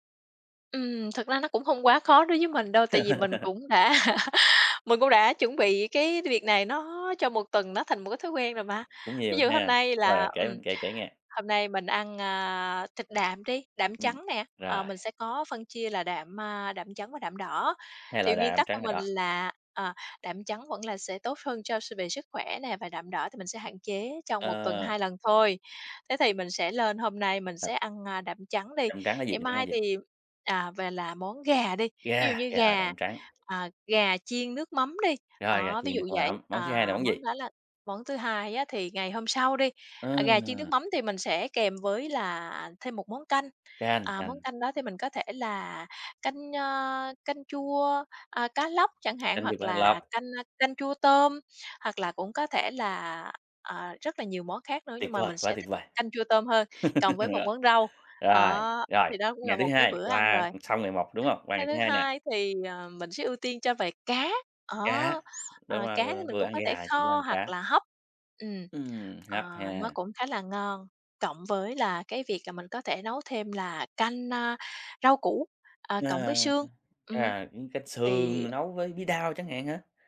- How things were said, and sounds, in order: tapping; laugh; laughing while speaking: "đã"; other background noise; laugh
- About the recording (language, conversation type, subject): Vietnamese, podcast, Bạn chuẩn bị bữa tối cho cả nhà như thế nào?